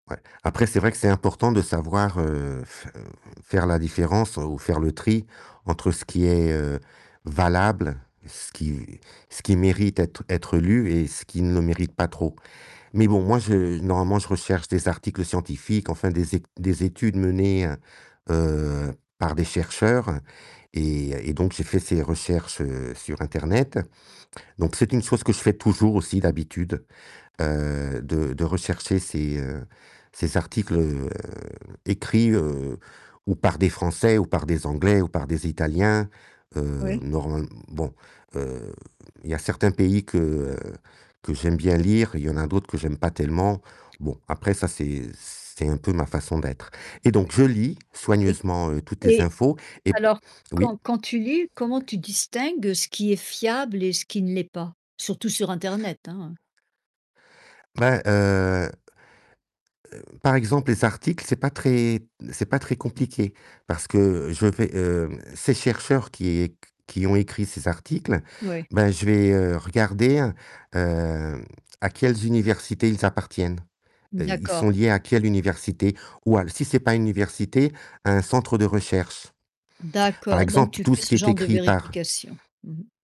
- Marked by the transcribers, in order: static; drawn out: "heu"; tapping; distorted speech
- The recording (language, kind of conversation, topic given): French, podcast, Quelles sources consultes-tu en premier quand tu veux maîtriser un sujet ?